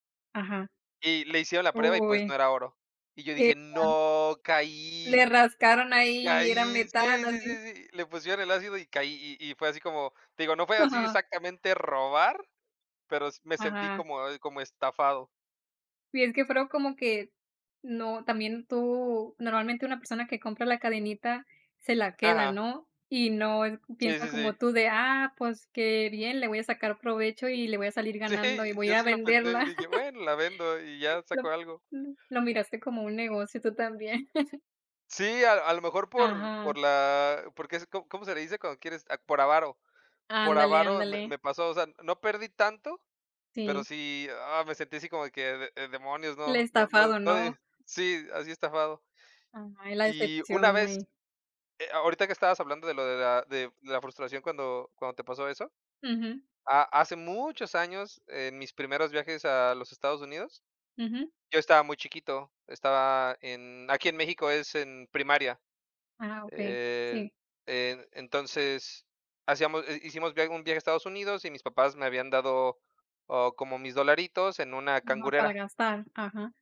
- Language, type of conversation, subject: Spanish, unstructured, ¿Alguna vez te han robado algo mientras viajabas?
- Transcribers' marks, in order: unintelligible speech; laughing while speaking: "Sí"; laugh; chuckle